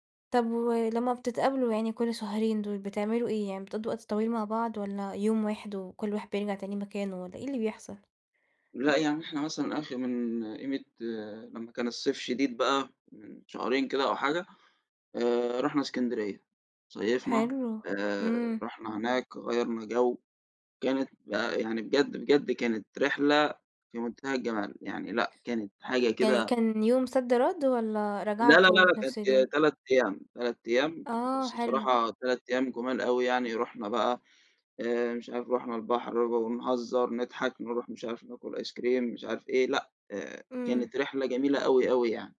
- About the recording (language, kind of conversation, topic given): Arabic, podcast, إيه سرّ شِلّة صحاب بتفضل مكملة سنين؟
- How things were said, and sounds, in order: unintelligible speech; unintelligible speech; in English: "ice-cream"